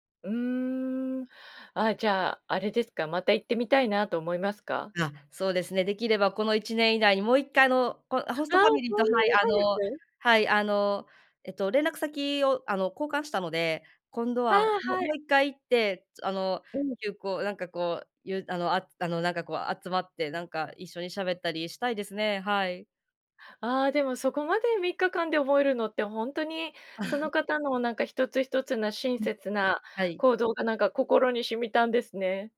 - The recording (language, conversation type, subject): Japanese, podcast, 心が温かくなった親切な出会いは、どんな出来事でしたか？
- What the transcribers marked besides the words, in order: other noise; chuckle